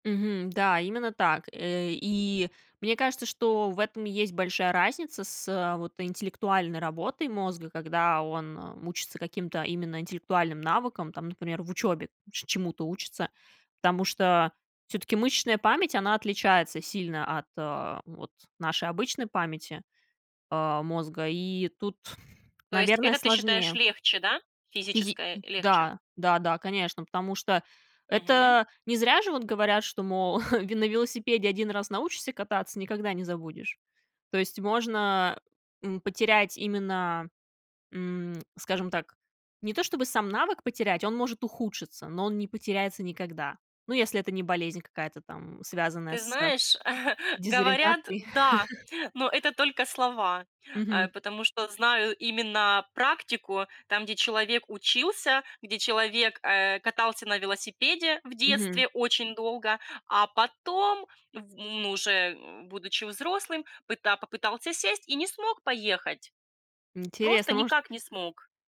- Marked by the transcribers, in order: tapping; tsk; chuckle; chuckle; chuckle; other background noise
- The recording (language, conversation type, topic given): Russian, podcast, Как ты проверяешь, действительно ли чему-то научился?